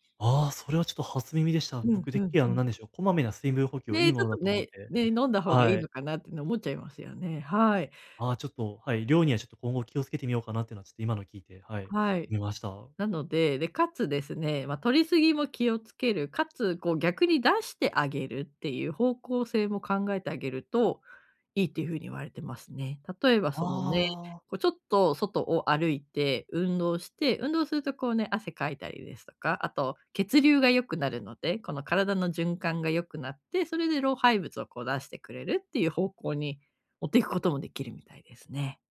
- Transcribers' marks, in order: none
- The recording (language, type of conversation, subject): Japanese, advice, 頭がぼんやりして集中できないとき、思考をはっきりさせて注意力を取り戻すにはどうすればよいですか？